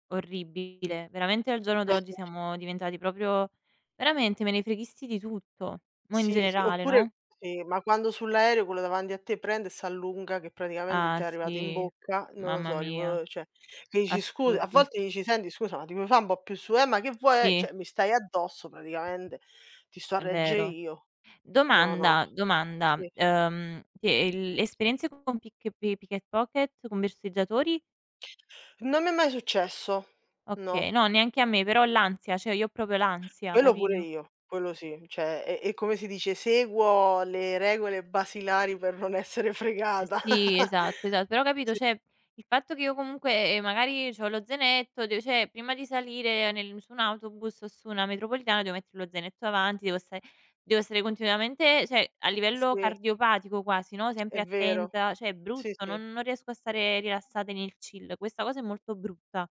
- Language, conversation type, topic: Italian, unstructured, Cosa ti infastidisce di più quando usi i mezzi pubblici?
- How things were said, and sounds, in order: unintelligible speech; "proprio" said as "propio"; "cioè" said as "ceh"; "vuoi" said as "vo'"; tapping; "cioè" said as "ceh"; in English: "Pick e pi Picket Pocket"; "borseggiatori" said as "berseggiatori"; "cioè" said as "ceh"; "proprio" said as "propio"; other background noise; "Cioè" said as "ceh"; laughing while speaking: "non essere fregata"; laugh; "cioè" said as "ceh"; "cioè" said as "ceh"; "cioè" said as "ceh"; lip smack; "cioè" said as "ceh"; in English: "chill"